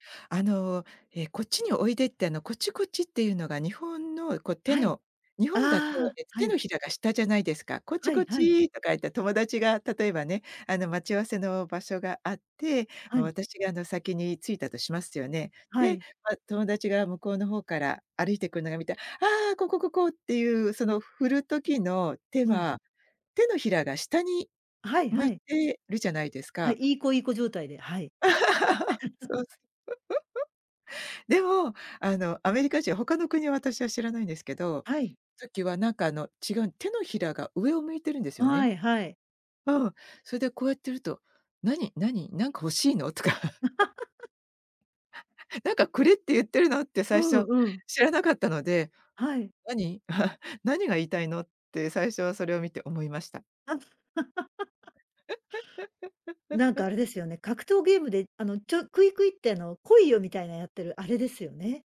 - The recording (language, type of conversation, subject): Japanese, podcast, ジェスチャーの意味が文化によって違うと感じたことはありますか？
- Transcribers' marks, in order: laugh; giggle; laugh; laughing while speaking: "とか"; laugh; chuckle; laugh